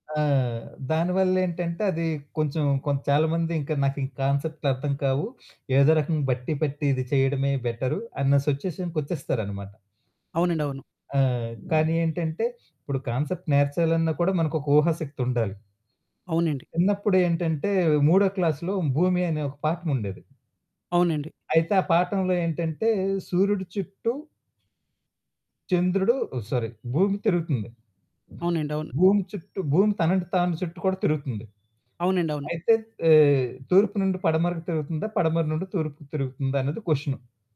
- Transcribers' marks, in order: in English: "కాన్సెప్"; sniff; in English: "కాన్సెప్ట్"; in English: "క్లాస్‌లో"; other background noise; other street noise
- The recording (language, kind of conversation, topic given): Telugu, podcast, ఒంటరిగా ఉన్నప్పుడు ఎదురయ్యే నిలకడలేమిని మీరు ఎలా అధిగమిస్తారు?